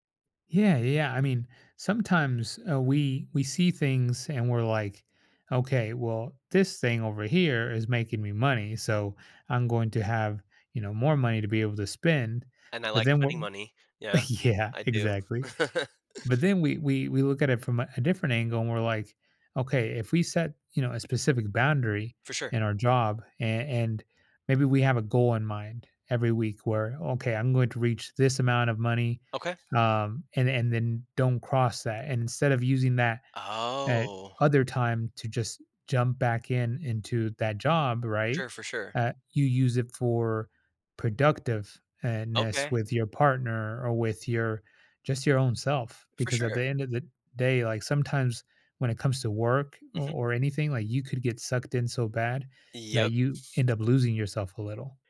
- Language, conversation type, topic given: English, advice, How can I relax and unwind after a busy day?
- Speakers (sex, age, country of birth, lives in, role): male, 35-39, United States, United States, advisor; male, 35-39, United States, United States, user
- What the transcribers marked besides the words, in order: other background noise; laughing while speaking: "Yeah"; laugh